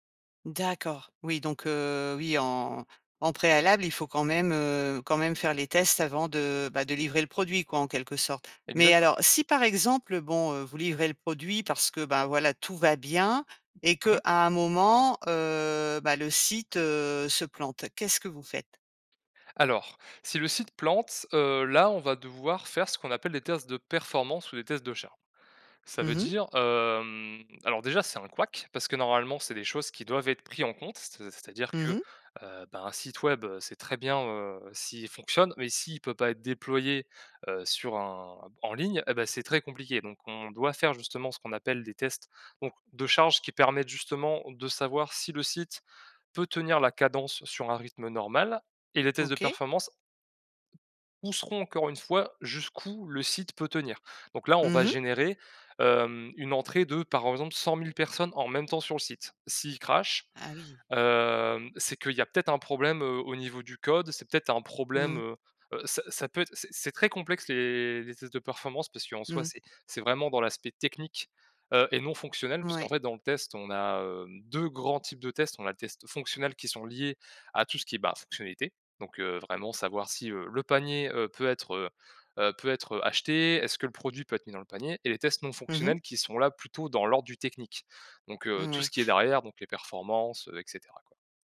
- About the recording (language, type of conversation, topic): French, podcast, Quelle astuce pour éviter le gaspillage quand tu testes quelque chose ?
- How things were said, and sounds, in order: "Exactement" said as "Exacten"; stressed: "bien"; stressed: "plante"; stressed: "performance"; stressed: "couac"; stressed: "très compliqué"; stressed: "charge"; tapping; stressed: "problème"; stressed: "complexe"; drawn out: "les"; stressed: "technique"; stressed: "technique"